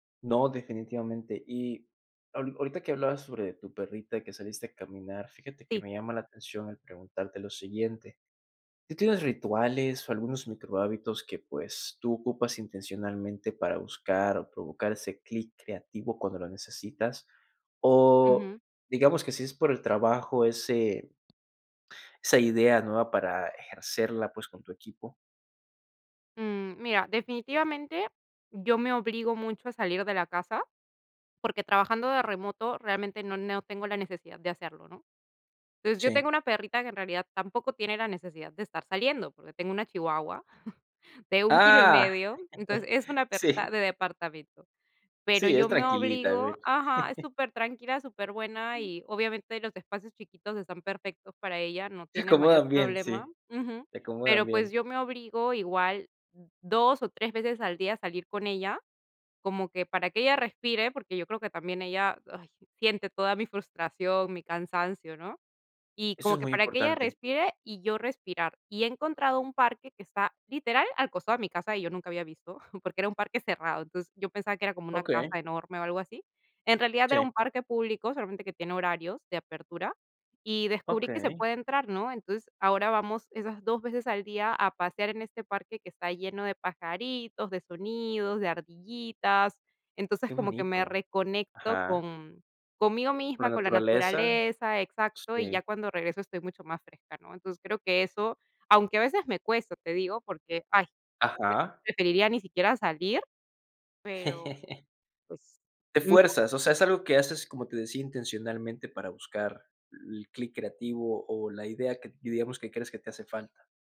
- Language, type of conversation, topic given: Spanish, podcast, ¿Qué pequeñas cosas cotidianas despiertan tu inspiración?
- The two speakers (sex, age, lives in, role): female, 30-34, Italy, guest; male, 20-24, United States, host
- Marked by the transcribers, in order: other background noise; chuckle; laugh; chuckle; unintelligible speech; laugh; unintelligible speech